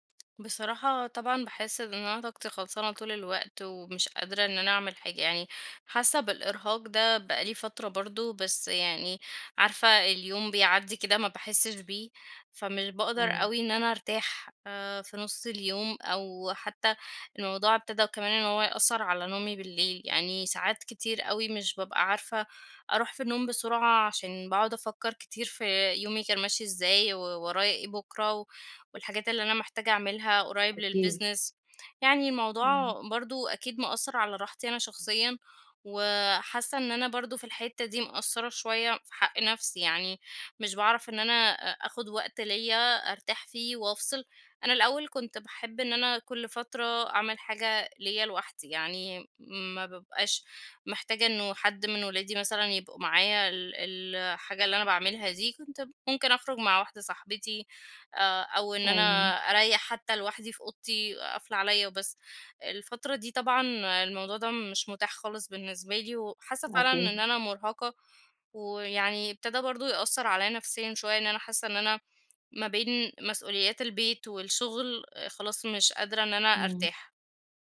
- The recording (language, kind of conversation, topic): Arabic, advice, إزاي بتتعامل مع الإرهاق وعدم التوازن بين الشغل وحياتك وإنت صاحب بيزنس؟
- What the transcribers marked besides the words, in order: in English: "للbusiness"; other background noise